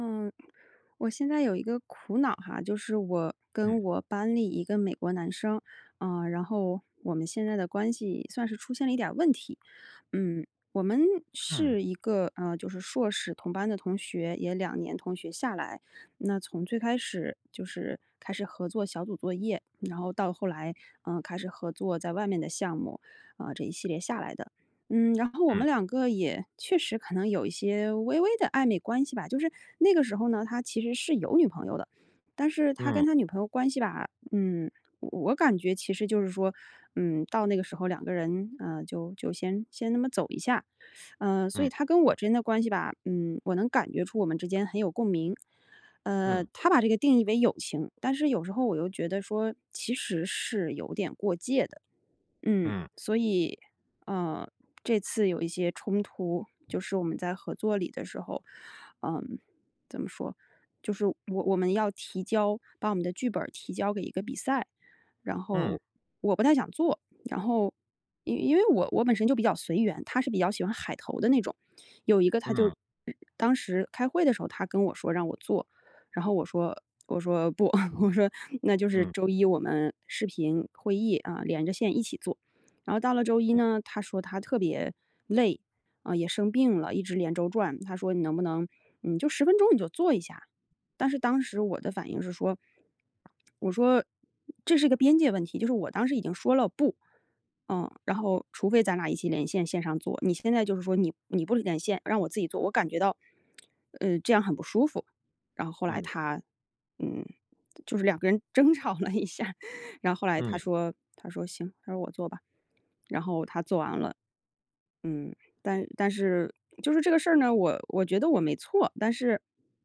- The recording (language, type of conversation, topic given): Chinese, advice, 我该如何重建他人对我的信任并修复彼此的关系？
- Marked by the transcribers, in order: chuckle; swallow; laughing while speaking: "争吵了一下"